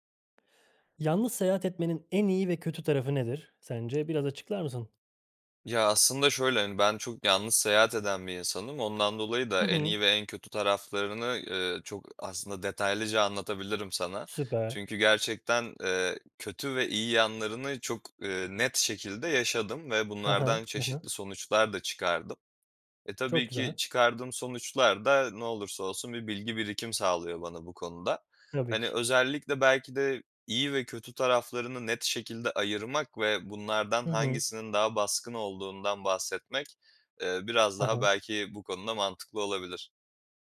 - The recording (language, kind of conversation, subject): Turkish, podcast, Yalnız seyahat etmenin en iyi ve kötü tarafı nedir?
- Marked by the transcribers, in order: none